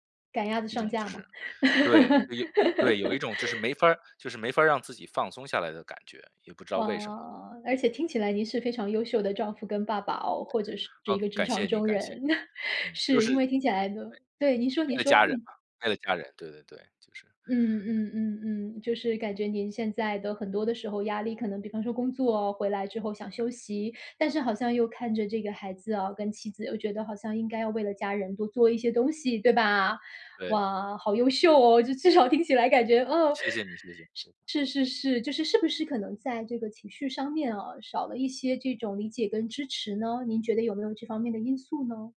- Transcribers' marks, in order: laugh; chuckle; laughing while speaking: "这至少听起来感觉 嗯"
- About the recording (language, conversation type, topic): Chinese, advice, 当工作压力很大时，我总是难以平静、心跳慌乱，该怎么办？